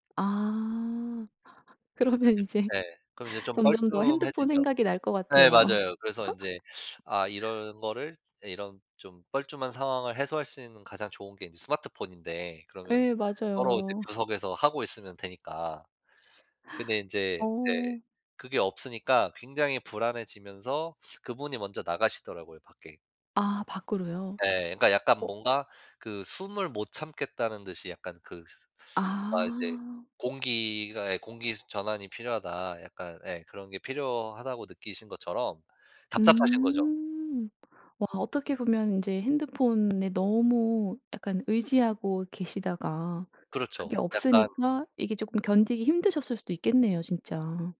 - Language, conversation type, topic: Korean, podcast, 스마트폰이 하루 동안 없어지면 어떻게 시간을 보내실 것 같나요?
- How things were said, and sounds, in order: other background noise; laugh; laughing while speaking: "그러면 이제"; tapping; laugh; other noise